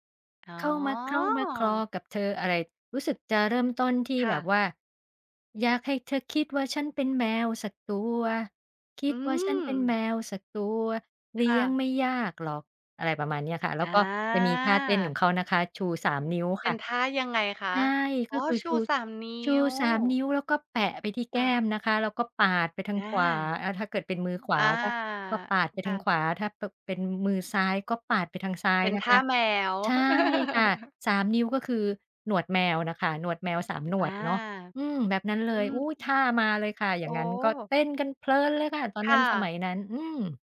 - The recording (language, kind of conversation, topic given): Thai, podcast, เพลงไหนที่พอได้ยินแล้วทำให้คุณอยากลุกขึ้นเต้นทันที?
- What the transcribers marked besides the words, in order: other background noise; drawn out: "อ๋อ"; singing: "เข้ามาเคล้ามาคลอกับเธอ"; singing: "อยากให้เธอคิดว่าฉันเป็นแมวสักตัว คิดว่าฉันเป็นแมวสักตัว เลี้ยงไม่ยากหรอก"; tapping; laugh